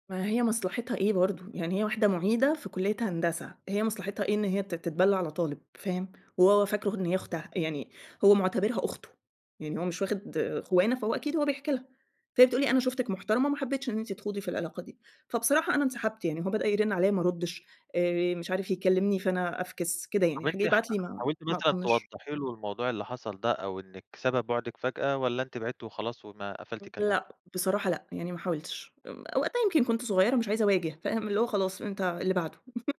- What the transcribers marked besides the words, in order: chuckle
- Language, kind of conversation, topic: Arabic, podcast, إزاي تعرف إن العلاقة ماشية صح؟